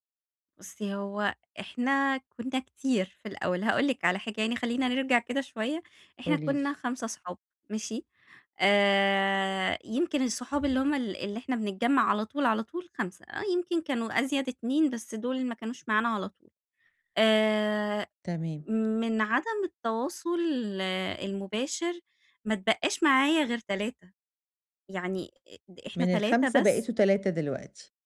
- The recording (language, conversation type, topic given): Arabic, advice, إزاي أقلّل استخدام الشاشات قبل النوم من غير ما أحس إني هافقد التواصل؟
- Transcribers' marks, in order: none